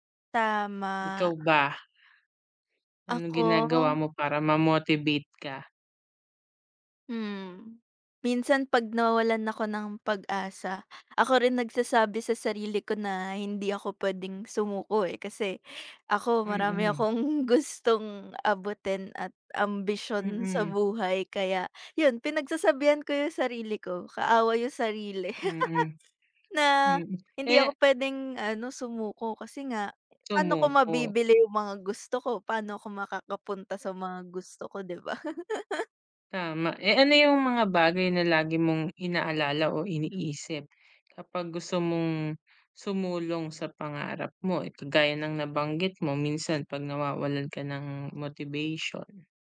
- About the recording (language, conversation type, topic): Filipino, unstructured, Ano ang paborito mong gawin upang manatiling ganado sa pag-abot ng iyong pangarap?
- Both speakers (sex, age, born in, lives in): female, 20-24, Philippines, Philippines; female, 30-34, Philippines, Philippines
- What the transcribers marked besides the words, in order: laughing while speaking: "akong"; laugh; other background noise; laugh